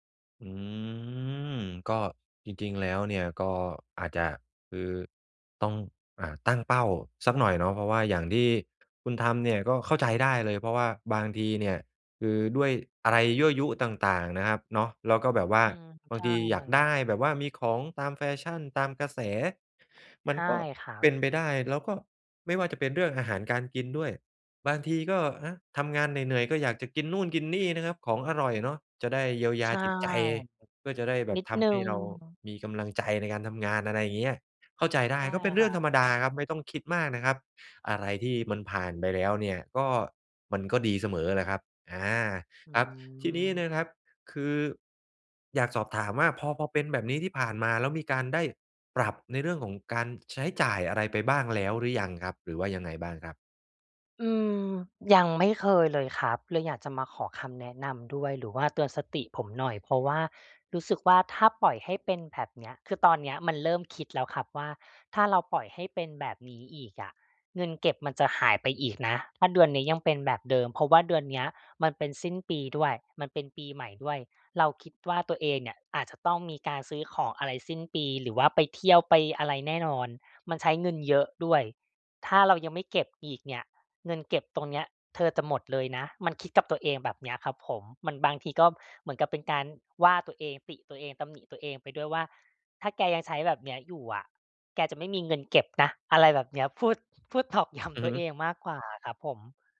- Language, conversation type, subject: Thai, advice, จะทำอย่างไรให้มีวินัยการใช้เงินและหยุดใช้จ่ายเกินงบได้?
- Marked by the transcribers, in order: drawn out: "อืม"; other background noise; stressed: "เก็บนะ"; laughing while speaking: "ตอกย้ำ"